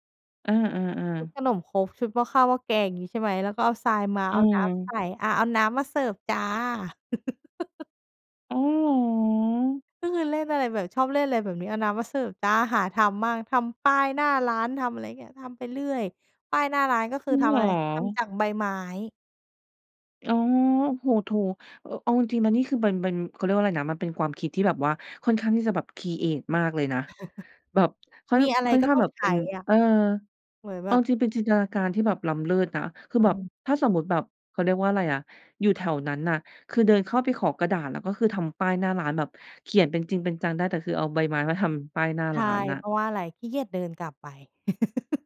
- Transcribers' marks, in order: chuckle; chuckle; laugh
- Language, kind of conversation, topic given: Thai, podcast, คุณชอบเล่นเกมอะไรในสนามเด็กเล่นมากที่สุด?